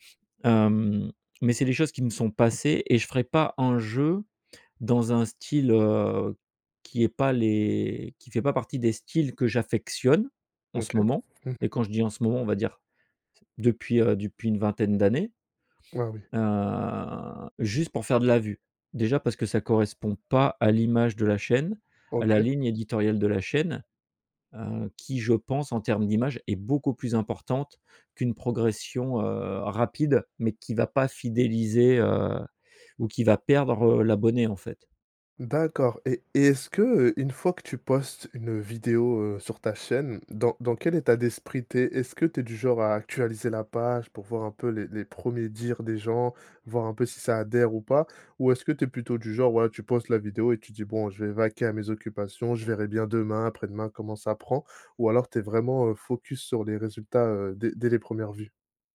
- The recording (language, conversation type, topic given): French, podcast, Comment gères-tu les critiques quand tu montres ton travail ?
- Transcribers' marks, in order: tapping; other background noise